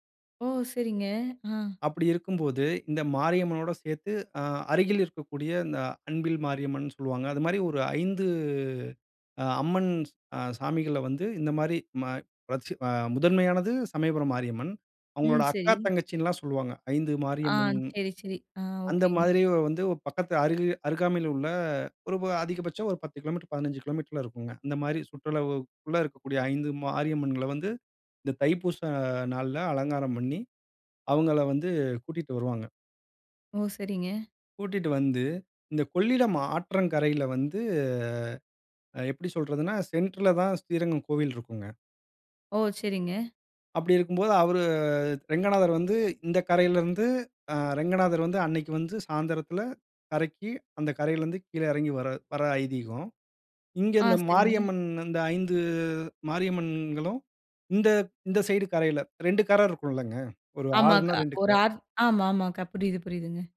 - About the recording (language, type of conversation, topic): Tamil, podcast, பண்டிகை நாட்களில் நீங்கள் பின்பற்றும் தனிச்சிறப்பு கொண்ட மரபுகள் என்னென்ன?
- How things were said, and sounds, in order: drawn out: "வந்து"; in English: "சென்ட்ர்ல"; tapping